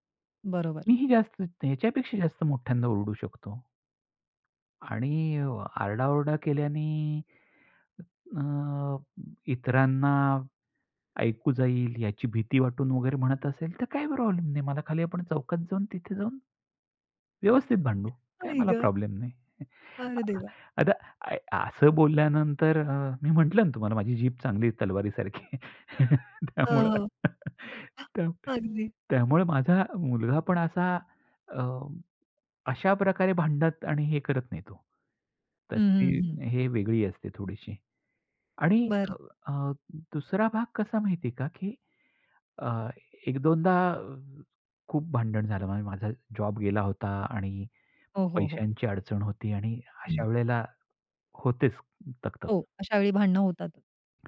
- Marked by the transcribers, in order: other noise; laughing while speaking: "आई गं!"; chuckle; laughing while speaking: "तलवारीसारखी, त्यामुळं"; other background noise
- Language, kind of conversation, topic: Marathi, podcast, लहान मुलांसमोर वाद झाल्यानंतर पालकांनी कसे वागायला हवे?